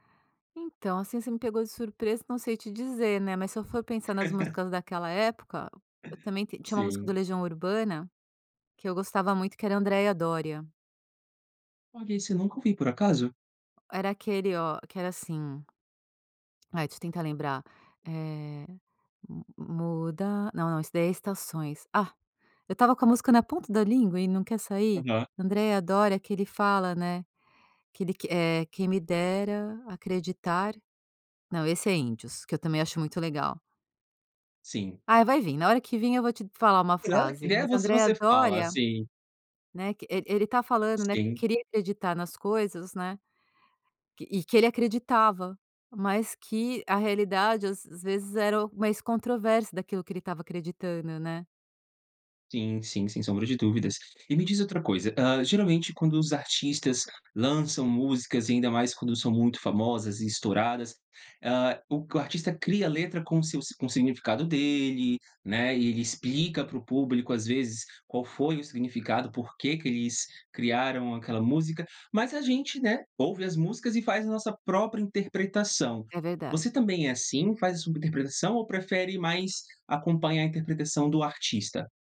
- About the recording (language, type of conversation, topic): Portuguese, podcast, Tem alguma música que te lembra o seu primeiro amor?
- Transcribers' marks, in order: giggle; singing: "Muda"; unintelligible speech